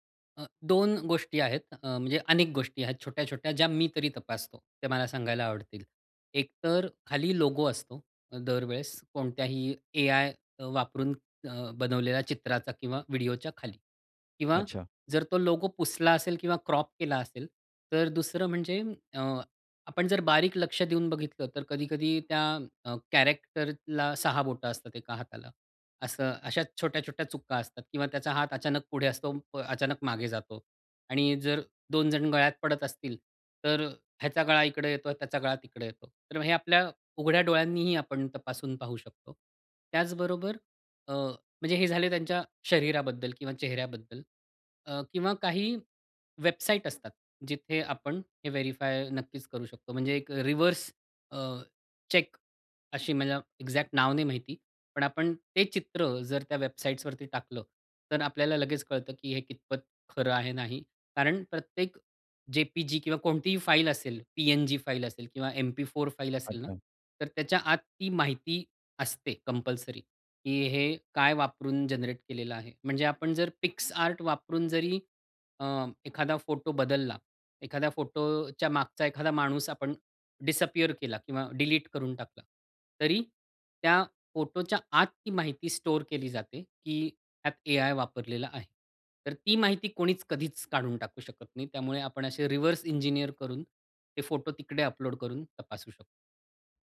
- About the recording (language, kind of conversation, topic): Marathi, podcast, ऑनलाइन खोटी माहिती तुम्ही कशी ओळखता?
- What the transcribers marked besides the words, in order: in English: "क्रॉप"; in English: "कॅरेक्टरला"; tapping; in English: "रिव्हर्स"; in English: "चेक"; in English: "एक्झॅक्ट"; in English: "जनरेट"; in English: "डिसअपियर"; in English: "रिव्हर्स"